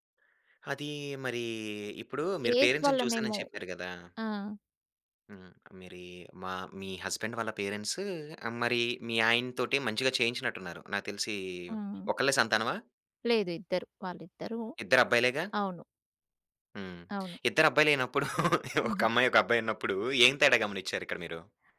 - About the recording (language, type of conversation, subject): Telugu, podcast, అమ్మాయిలు, అబ్బాయిల పాత్రలపై వివిధ తరాల అభిప్రాయాలు ఎంతవరకు మారాయి?
- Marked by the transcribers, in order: drawn out: "అదీ, మరీ"; in English: "పేరెంట్స్‌ని"; in English: "ఏజ్"; in English: "హస్బాండ్"; laughing while speaking: "ఒక అమ్మాయి, ఒక అబ్బాయున్నప్పుడు"